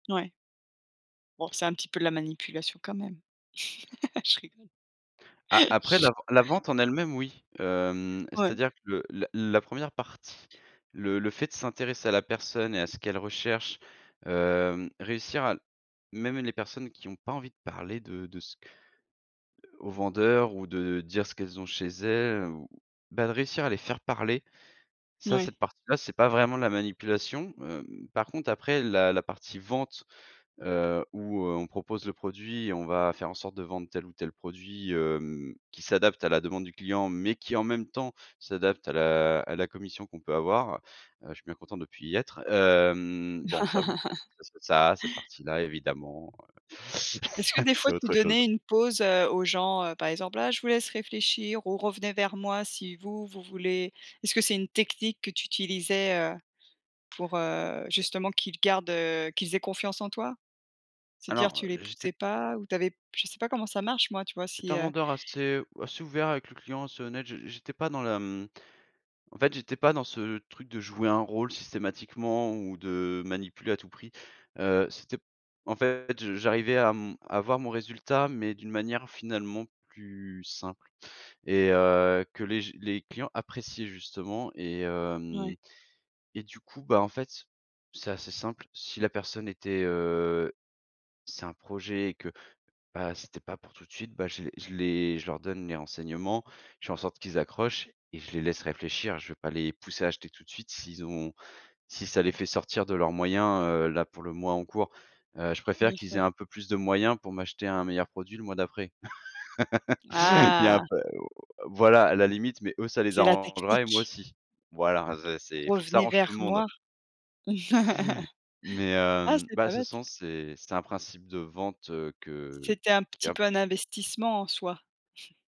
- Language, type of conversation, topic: French, podcast, Comment transformes-tu un malentendu en conversation constructive ?
- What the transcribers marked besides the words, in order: laughing while speaking: "Je rigole"; other background noise; laugh; chuckle; tapping; laugh; chuckle; chuckle